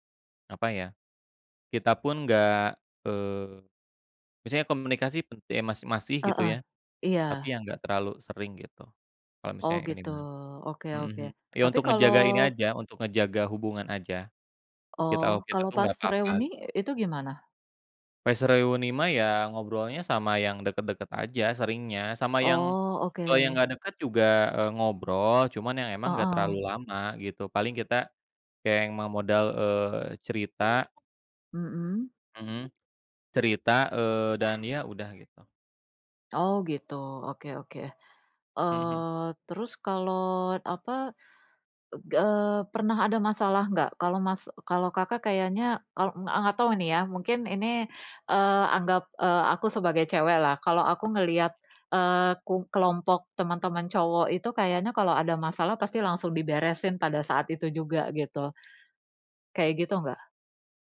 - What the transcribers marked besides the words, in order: other background noise
- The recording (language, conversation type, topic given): Indonesian, unstructured, Apa yang membuat persahabatan bisa bertahan lama?